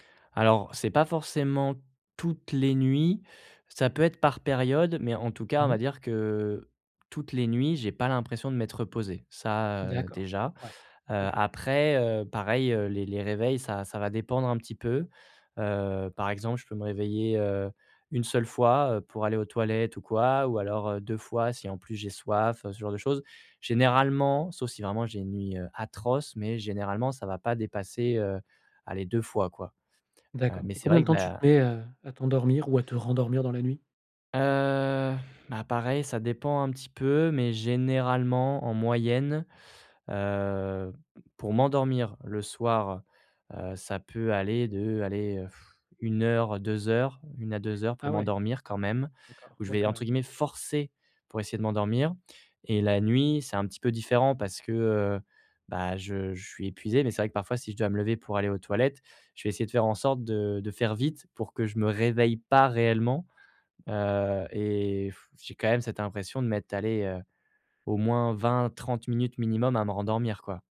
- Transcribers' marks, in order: drawn out: "Heu"; drawn out: "heu"; blowing; stressed: "forcer"; stressed: "pas"; blowing
- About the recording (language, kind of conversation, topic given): French, advice, Pourquoi est-ce que je me réveille plusieurs fois par nuit et j’ai du mal à me rendormir ?